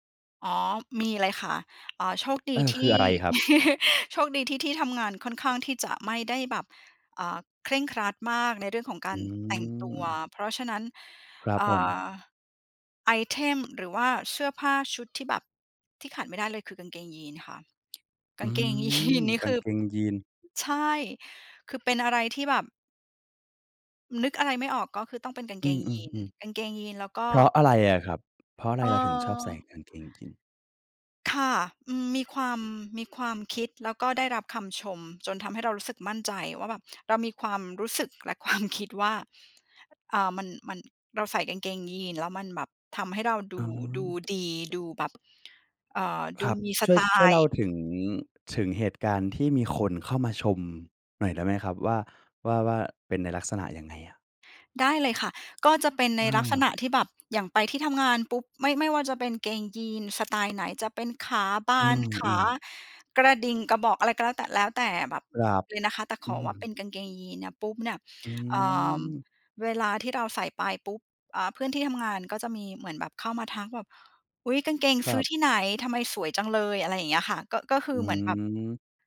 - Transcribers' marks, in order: other background noise; laugh; laughing while speaking: "ยีน"; laughing while speaking: "ความคิด"; tapping
- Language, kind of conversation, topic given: Thai, podcast, สไตล์การแต่งตัวของคุณบอกอะไรเกี่ยวกับตัวคุณบ้าง?